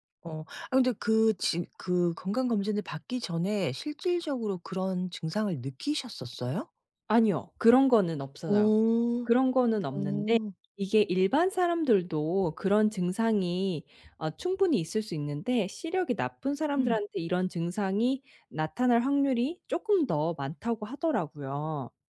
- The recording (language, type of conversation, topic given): Korean, advice, 건강 문제 진단 후 생활습관을 어떻게 바꾸고 계시며, 앞으로 어떤 점이 가장 불안하신가요?
- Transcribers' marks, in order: other background noise